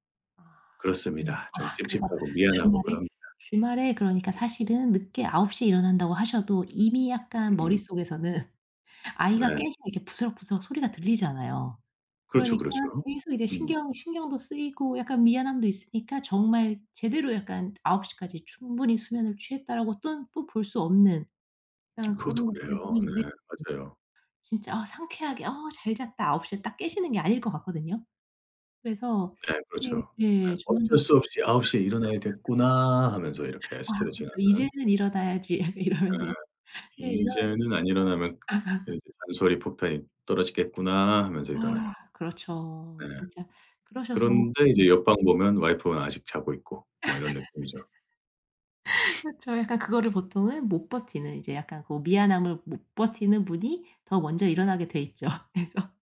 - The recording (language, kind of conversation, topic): Korean, advice, 취침 시간과 기상 시간을 더 규칙적으로 유지하려면 어떻게 해야 할까요?
- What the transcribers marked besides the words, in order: tapping; other background noise; laugh; unintelligible speech; laugh; laughing while speaking: "이러면서"; unintelligible speech; laugh; laugh; sniff; laughing while speaking: "있죠 그래서"